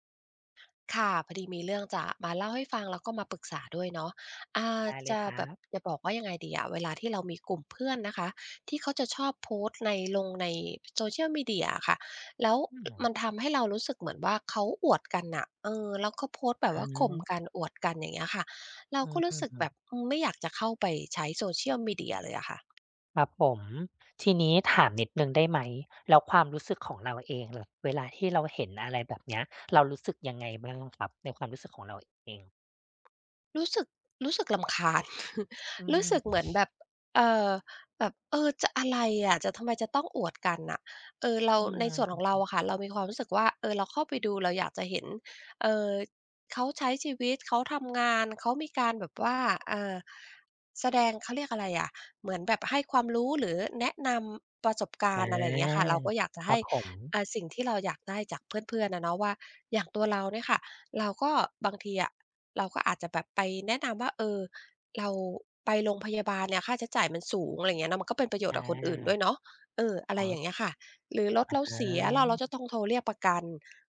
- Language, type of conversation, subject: Thai, advice, คุณรู้สึกอย่างไรเมื่อถูกโซเชียลมีเดียกดดันให้ต้องแสดงว่าชีวิตสมบูรณ์แบบ?
- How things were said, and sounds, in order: tapping; other background noise; other noise; chuckle; drawn out: "อา"; drawn out: "อา"